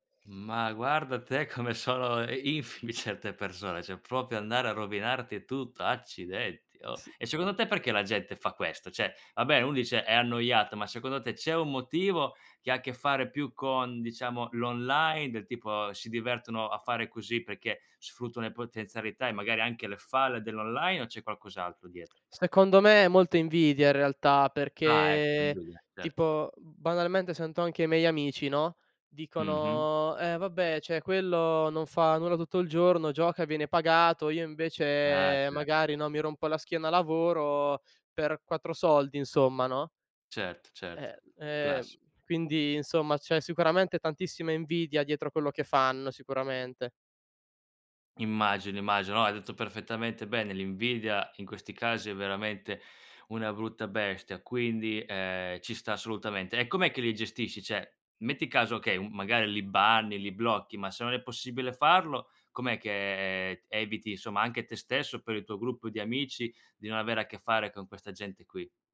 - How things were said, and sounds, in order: "cioè" said as "ceh"; "proprio" said as "propio"; "Cioè" said as "ceh"; unintelligible speech; "cioè" said as "ceh"; "Cioè" said as "ceh"; in English: "banni"
- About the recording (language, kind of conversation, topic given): Italian, podcast, Come costruire fiducia online, sui social o nelle chat?